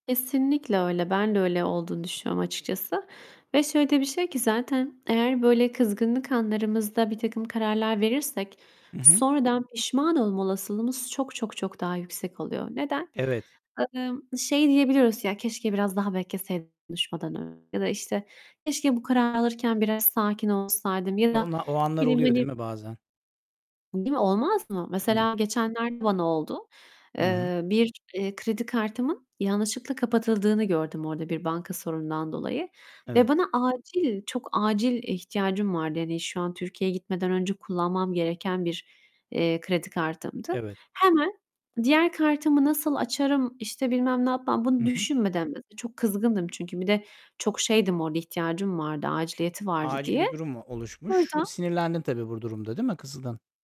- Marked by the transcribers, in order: distorted speech
- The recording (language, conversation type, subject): Turkish, unstructured, Kızgınlıkla verilen kararların sonuçları ne olur?